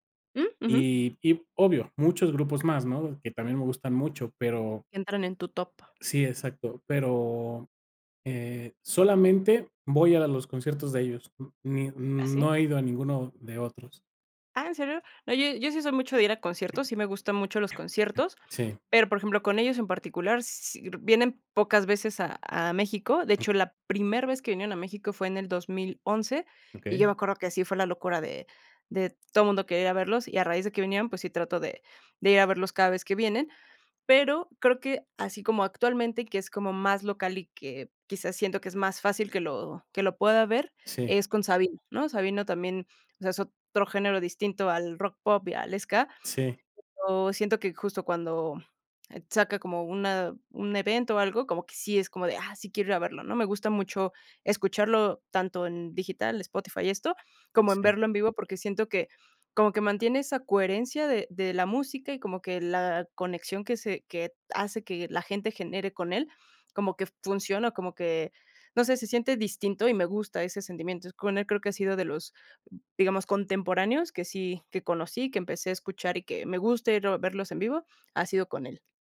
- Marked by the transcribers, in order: tapping
- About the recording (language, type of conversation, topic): Spanish, podcast, ¿Cómo ha cambiado tu gusto musical con los años?